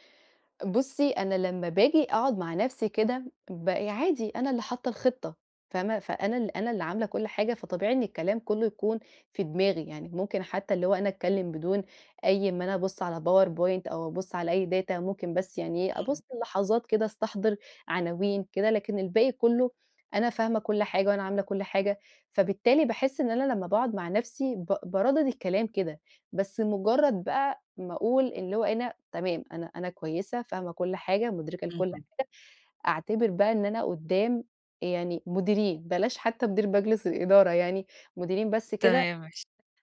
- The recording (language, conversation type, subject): Arabic, advice, إزاي أقلّل توتّري قبل ما أتكلم قدّام ناس؟
- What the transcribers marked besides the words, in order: in English: "data"; tapping